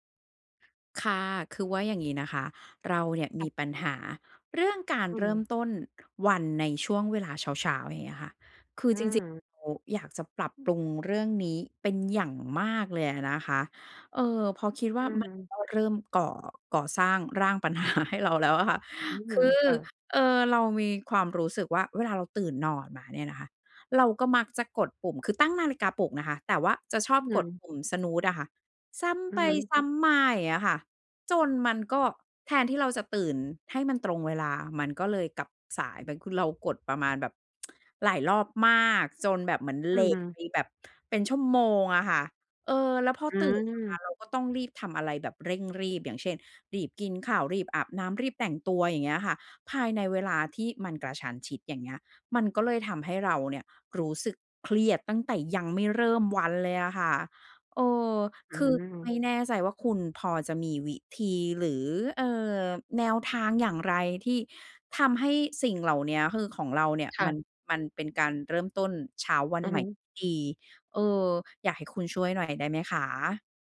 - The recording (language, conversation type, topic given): Thai, advice, จะเริ่มสร้างกิจวัตรตอนเช้าแบบง่าย ๆ ให้ทำได้สม่ำเสมอควรเริ่มอย่างไร?
- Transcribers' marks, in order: tapping; laughing while speaking: "ปัญหาให้เรา"; in English: "snooze"; tsk; other background noise